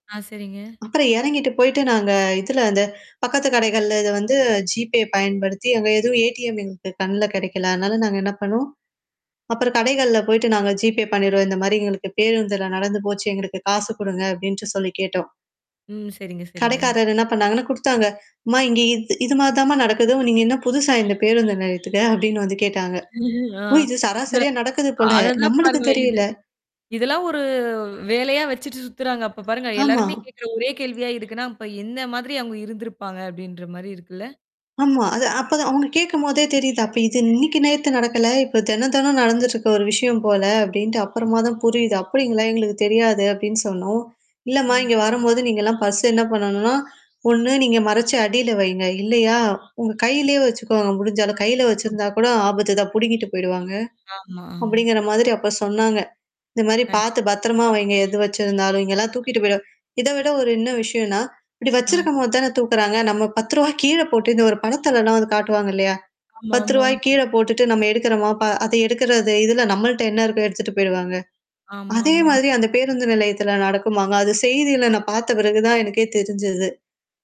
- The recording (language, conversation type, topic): Tamil, podcast, உங்கள் பணப்பை திருடப்பட்ட அனுபவத்தைப் பற்றி சொல்ல முடியுமா?
- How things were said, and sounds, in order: tapping; static; mechanical hum; chuckle; distorted speech; in English: "பர்ஸ்ஸ"